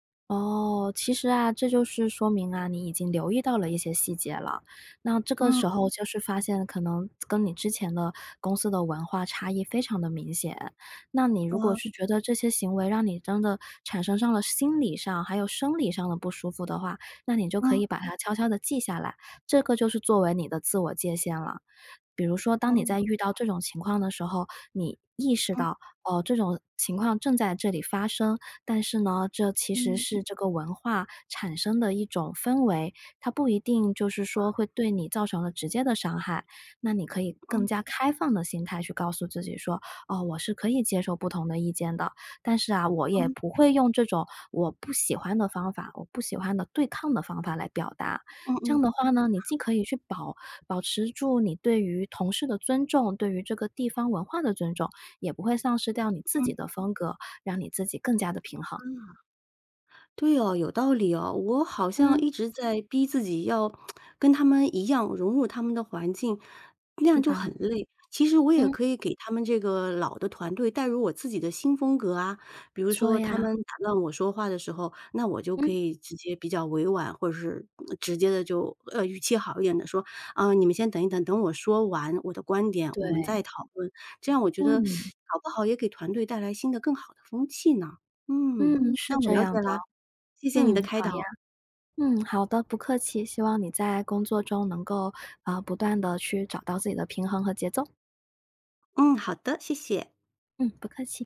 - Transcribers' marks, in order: other noise; other background noise; tsk; teeth sucking
- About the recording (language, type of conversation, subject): Chinese, advice, 你是如何适应并化解不同职场文化带来的冲突的？